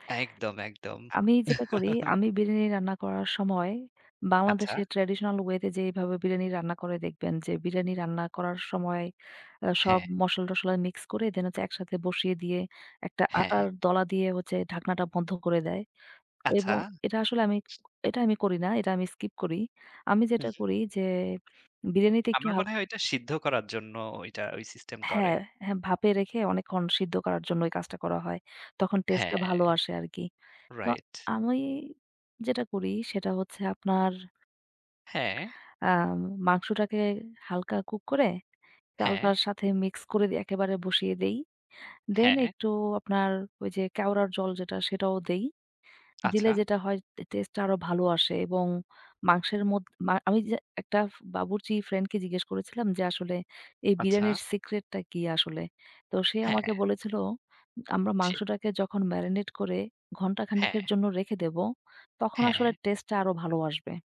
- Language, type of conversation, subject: Bengali, unstructured, তোমার প্রিয় খাবার কী এবং কেন?
- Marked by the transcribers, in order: laugh